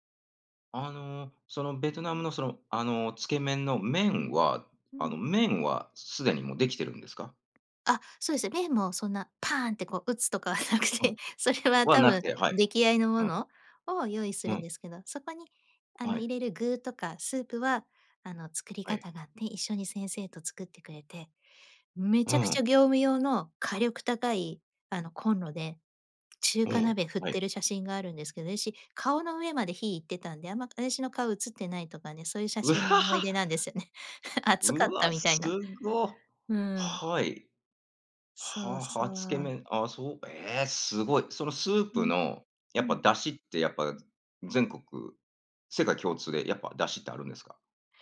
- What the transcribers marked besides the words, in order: tapping; laughing while speaking: "とかでなくて"; laugh
- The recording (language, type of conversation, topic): Japanese, podcast, 旅先で最も印象に残った文化体験は何ですか？